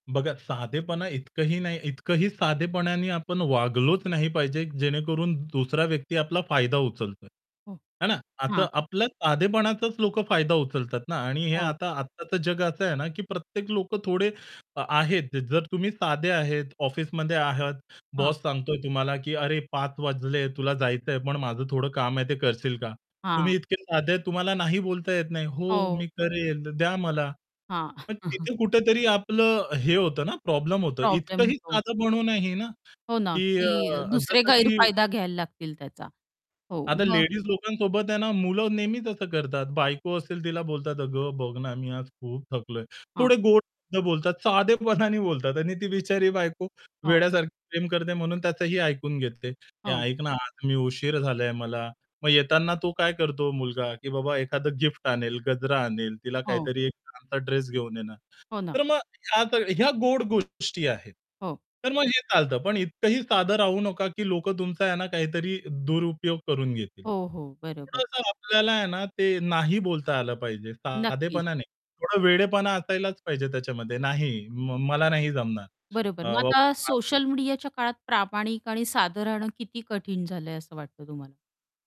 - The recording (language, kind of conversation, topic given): Marathi, podcast, थाटामाट आणि साधेपणा यांच्यात योग्य तो समतोल तुम्ही कसा साधता?
- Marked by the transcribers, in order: distorted speech; chuckle; other background noise; laughing while speaking: "साधेपणाने"; static; tapping; unintelligible speech